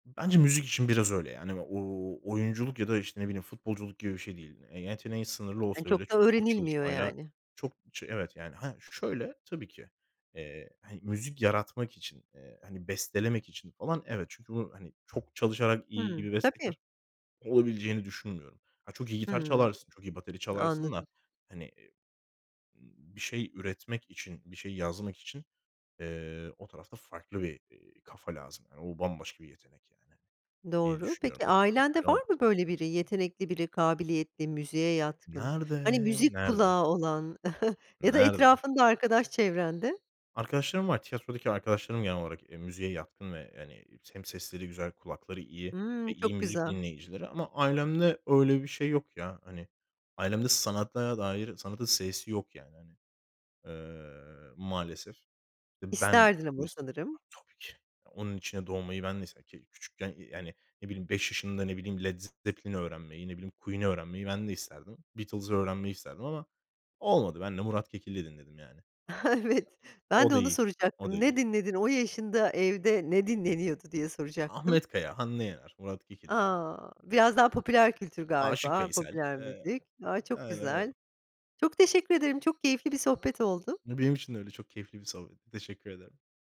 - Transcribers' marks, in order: other background noise; chuckle; unintelligible speech; tapping; chuckle; laughing while speaking: "Evet"; laughing while speaking: "dinleniyordu"
- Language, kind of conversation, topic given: Turkish, podcast, Birine müzik tanıtmak için çalma listesini nasıl hazırlarsın?